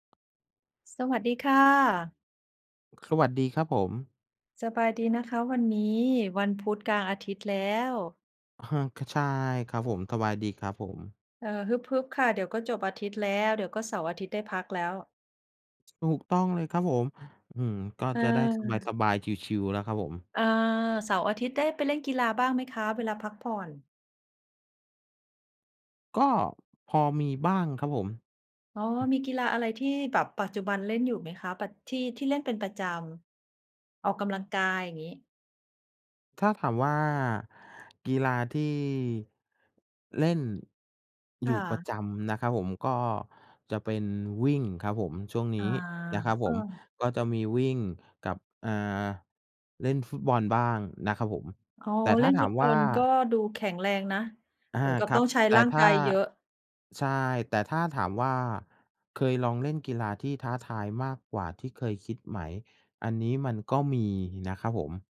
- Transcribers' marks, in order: none
- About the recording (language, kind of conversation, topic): Thai, unstructured, คุณเคยลองเล่นกีฬาที่ท้าทายมากกว่าที่เคยคิดไหม?